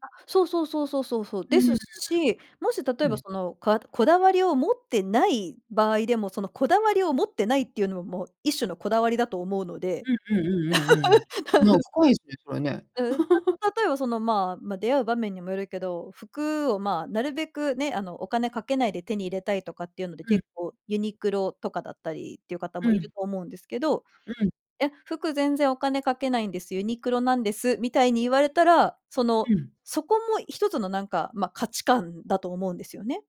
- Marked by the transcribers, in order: laugh
- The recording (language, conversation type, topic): Japanese, podcast, 共通点を見つけるためには、どのように会話を始めればよいですか?
- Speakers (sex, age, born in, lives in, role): female, 40-44, Japan, Japan, guest; female, 50-54, Japan, United States, host